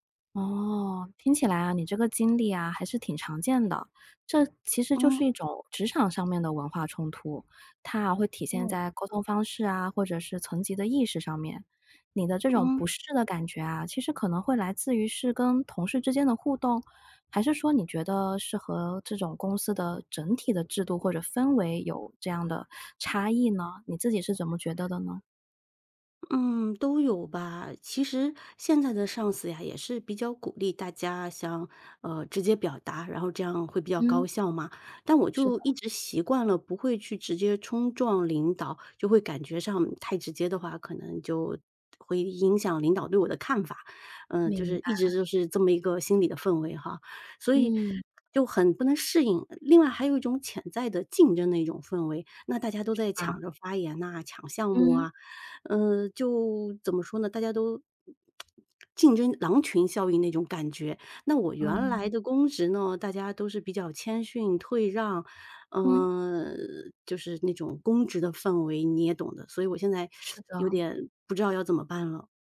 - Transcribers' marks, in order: other background noise; tsk; teeth sucking
- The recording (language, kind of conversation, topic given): Chinese, advice, 你是如何适应并化解不同职场文化带来的冲突的？